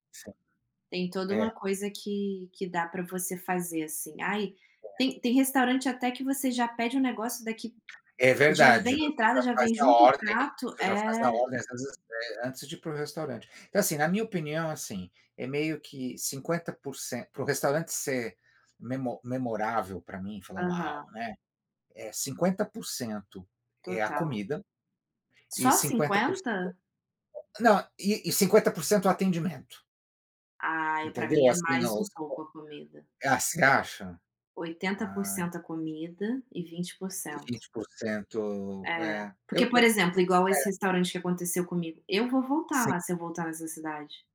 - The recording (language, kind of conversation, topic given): Portuguese, unstructured, O que faz um restaurante se tornar inesquecível para você?
- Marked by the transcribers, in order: tapping; unintelligible speech